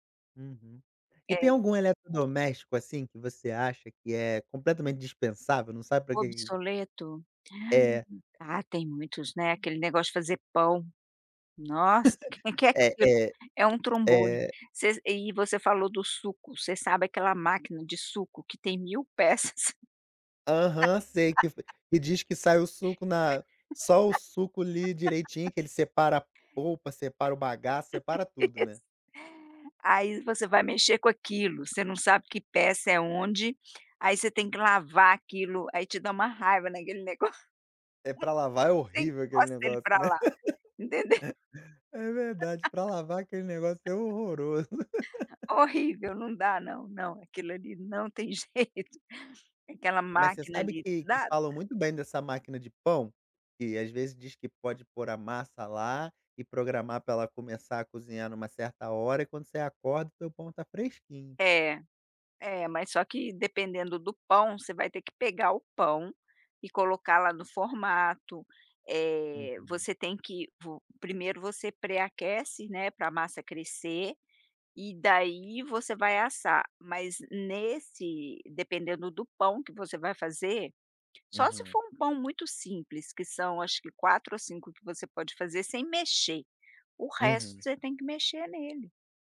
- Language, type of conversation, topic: Portuguese, podcast, O que é essencial numa cozinha prática e funcional pra você?
- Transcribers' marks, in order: gasp; chuckle; tapping; "trambolho" said as "trombolho"; laughing while speaking: "peças?"; laugh; laughing while speaking: "Isso"; laugh; other background noise; laughing while speaking: "entendeu?"; laugh; laugh